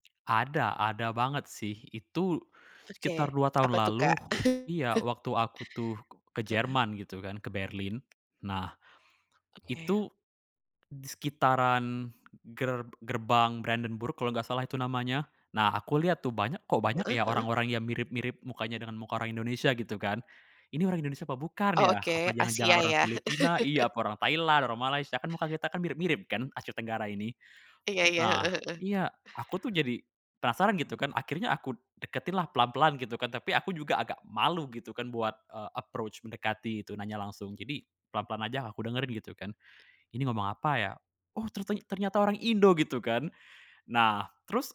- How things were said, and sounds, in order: tapping; chuckle; other background noise; laugh; in English: "approach"
- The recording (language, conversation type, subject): Indonesian, podcast, Bagaimana kamu biasanya mencari teman baru saat bepergian, dan apakah kamu punya cerita seru?